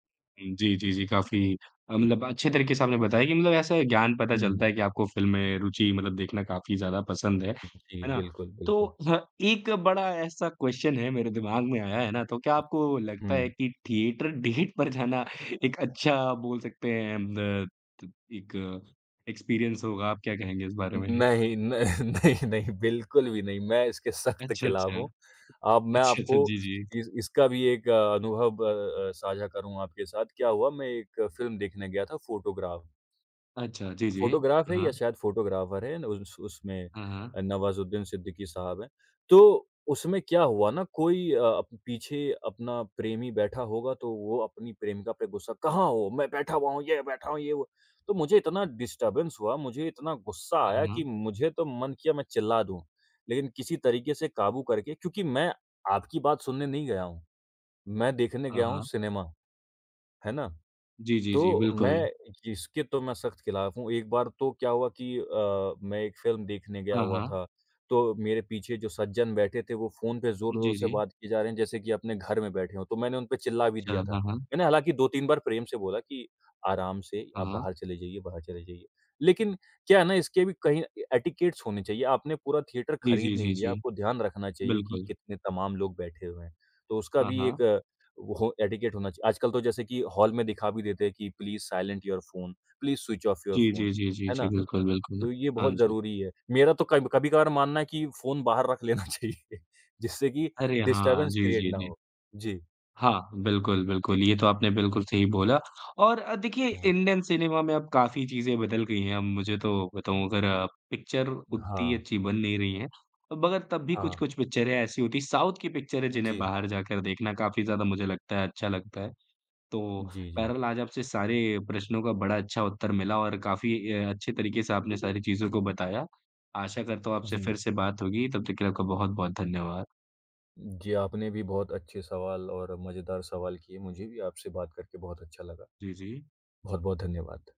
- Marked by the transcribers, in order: in English: "फ़िल्म"; in English: "क्वेस्चन"; in English: "थिएटर डेट"; laughing while speaking: "डेट"; in English: "एक्सपीरियंस"; laughing while speaking: "न नहीं, नहीं"; tapping; in English: "फ़िल्म"; in English: "डिस्टर्बेंस"; in English: "एटिकेट्स"; in English: "एटिकेट"; in English: "प्लीज़ साइलेंट योर फ़ोन, प्लीज़ स्विच ऑफ योर फ़ोन"; laughing while speaking: "लेना चाहिए"; in English: "डिस्टर्बेंस क्रिएट"; in English: "इंडियन सिनेमा"; in English: "पिक्चर"; in English: "पिक्चरें"; in English: "साउथ"; in English: "पिक्चरें"
- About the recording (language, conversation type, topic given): Hindi, podcast, क्या आपके लिए फिल्म देखने के लिए सिनेमाघर जाना आज भी खास है?